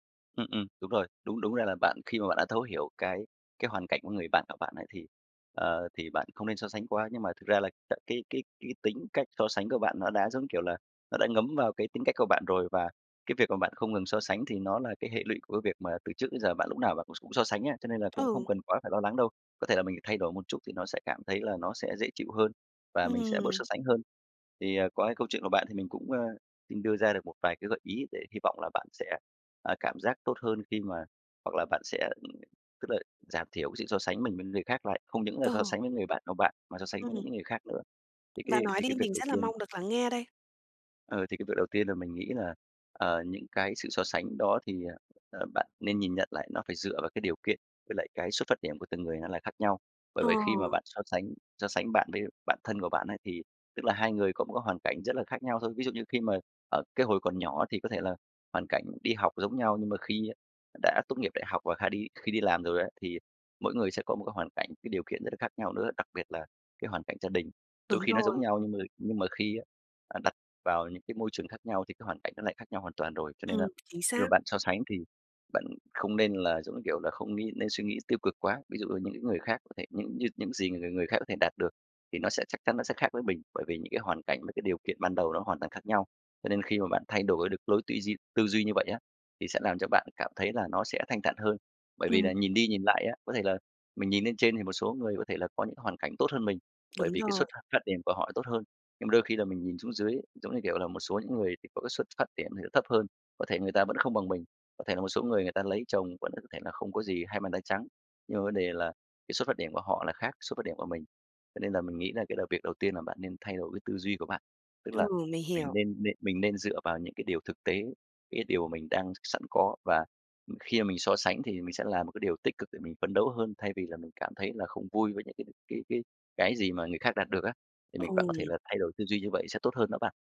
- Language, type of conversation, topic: Vietnamese, advice, Làm sao để ngừng so sánh bản thân với người khác?
- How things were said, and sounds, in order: tapping; other noise; other background noise; unintelligible speech